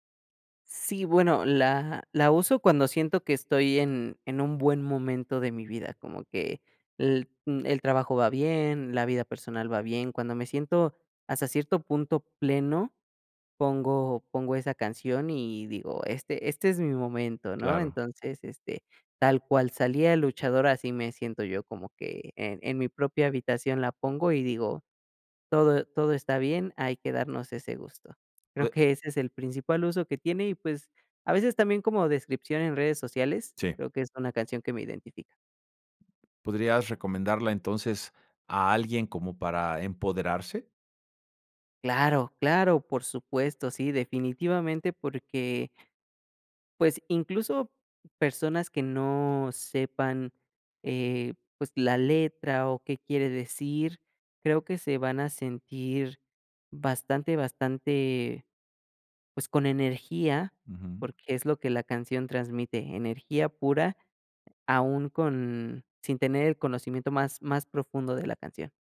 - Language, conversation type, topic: Spanish, podcast, ¿Cuál es tu canción favorita y por qué?
- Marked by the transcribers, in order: none